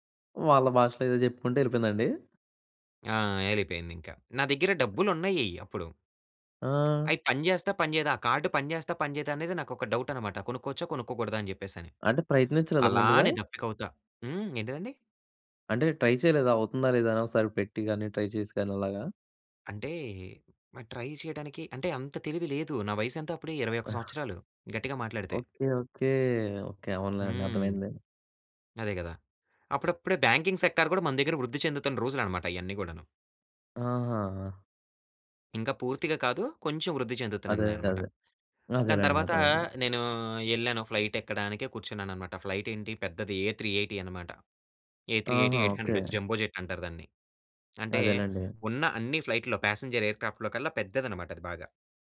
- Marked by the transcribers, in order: in English: "కార్డ్"; in English: "డౌట్"; in English: "ట్రై"; in English: "ట్రై"; in English: "ట్రై"; in English: "బ్యాంకింగ్ సెక్టార్"; "చెందుతున్నాయనమాట" said as "చెందుతునినైయనమాట"; in English: "ఏ380"; in English: "ఏ380-800 జంబో జెట్"; in English: "ప్యాసింజర్ ఎయిర్‌క్రాఫ్ట్‌లో"
- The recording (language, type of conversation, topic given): Telugu, podcast, మొదటిసారి ఒంటరిగా ప్రయాణం చేసినప్పుడు మీ అనుభవం ఎలా ఉండింది?